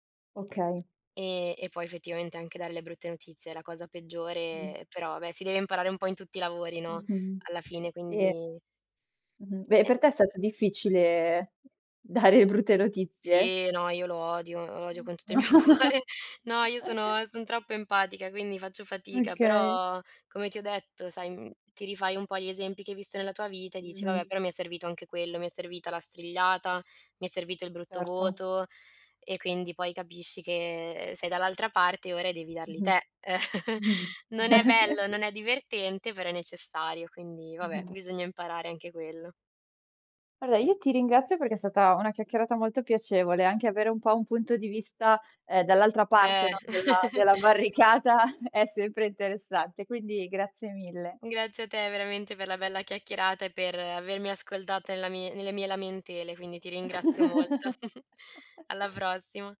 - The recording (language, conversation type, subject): Italian, podcast, Quanto conta il rapporto con gli insegnanti?
- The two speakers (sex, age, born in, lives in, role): female, 20-24, Italy, Italy, guest; female, 25-29, Italy, Italy, host
- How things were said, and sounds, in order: laughing while speaking: "dare"; chuckle; laughing while speaking: "tutto il mio cuore"; chuckle; other background noise; "Allora" said as "alloa"; chuckle; laughing while speaking: "della barricata"; chuckle